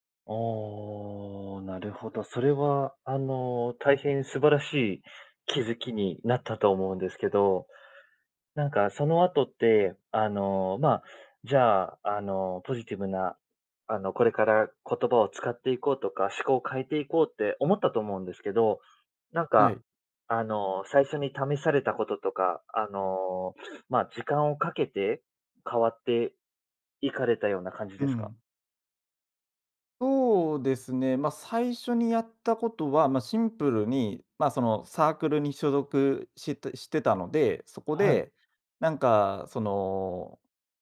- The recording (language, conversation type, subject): Japanese, podcast, 誰かの一言で人生の進む道が変わったことはありますか？
- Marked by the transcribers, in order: none